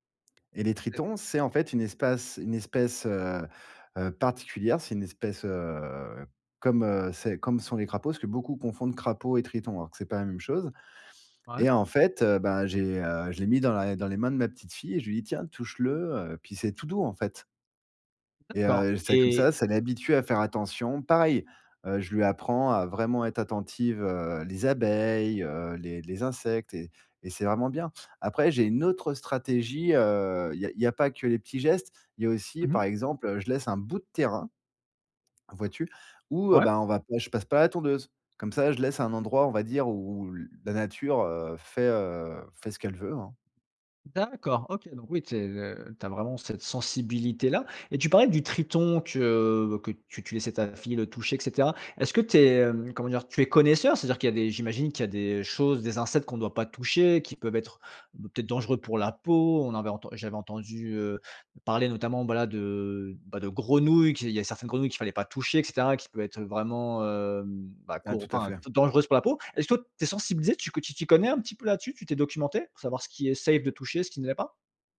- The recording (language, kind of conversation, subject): French, podcast, Quel geste simple peux-tu faire près de chez toi pour protéger la biodiversité ?
- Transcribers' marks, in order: unintelligible speech; stressed: "Pareil"; stressed: "abeilles"; stressed: "autre"; stressed: "peau"; put-on voice: "safe"